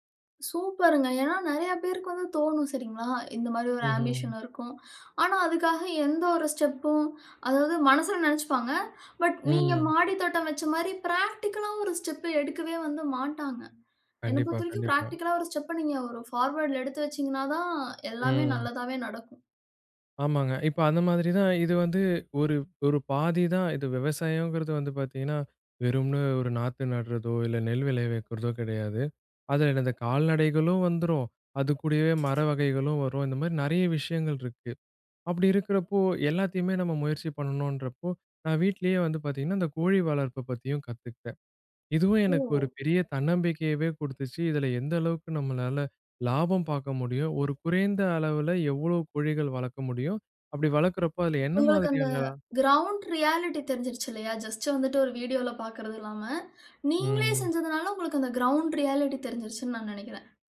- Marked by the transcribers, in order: in English: "ஆம்பிஷன்"; inhale; in English: "ஸ்டெப்பும்"; inhale; in English: "பிராக்டிகலா"; in English: "ஸ்டெப்ப"; in English: "பிராக்டிகலா"; in English: "ஸ்டெப்ப"; in English: "ஃபார்வர்ட்டுல"; other background noise; other noise; in English: "கிரவுண்ட் ரியாலிட்டி"; inhale; in English: "கிரவுண்ட் ரியாலிட்டி"
- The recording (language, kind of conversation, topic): Tamil, podcast, முடிவுகளைச் சிறு பகுதிகளாகப் பிரிப்பது எப்படி உதவும்?